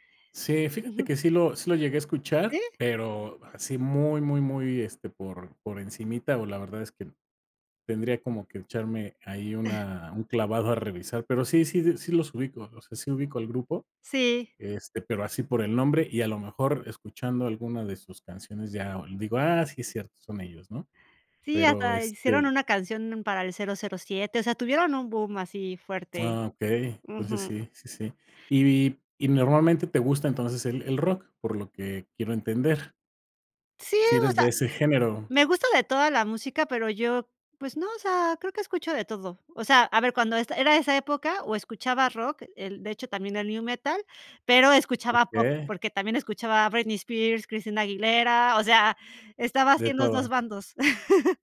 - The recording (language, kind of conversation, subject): Spanish, podcast, ¿Qué músico descubriste por casualidad que te cambió la vida?
- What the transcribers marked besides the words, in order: chuckle; other background noise; chuckle